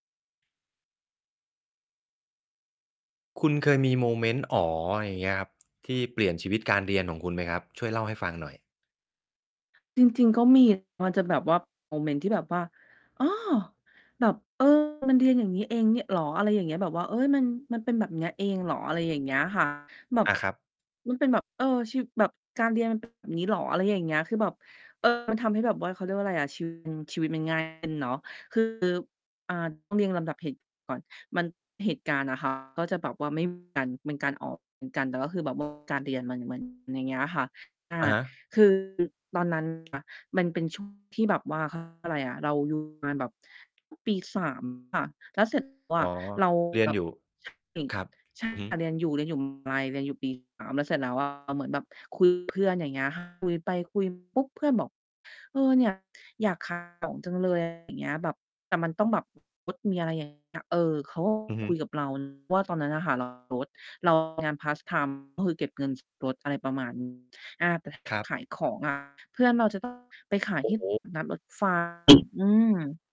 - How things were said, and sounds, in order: tapping; distorted speech; other background noise; "พาร์ต ไทม์" said as "พาสไทม์"
- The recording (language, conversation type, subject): Thai, podcast, เคยมีช่วงเวลาที่ “อ๋อ!” แล้วทำให้วิธีการเรียนของคุณเปลี่ยนไปไหม?